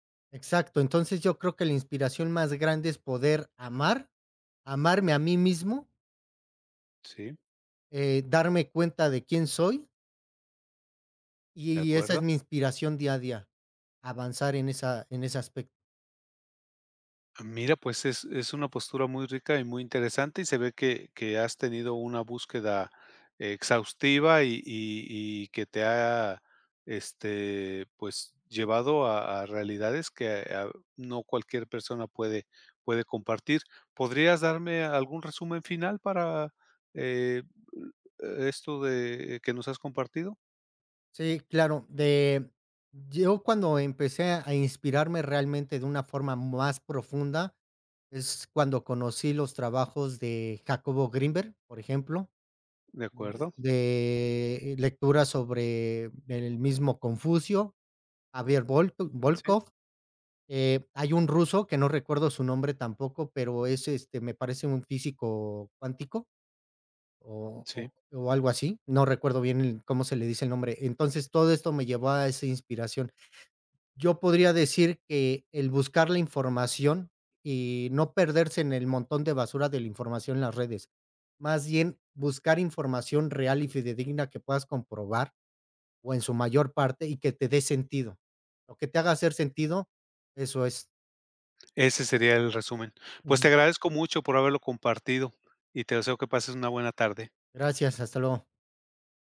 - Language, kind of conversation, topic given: Spanish, podcast, ¿De dónde sacas inspiración en tu día a día?
- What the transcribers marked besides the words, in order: other noise; other background noise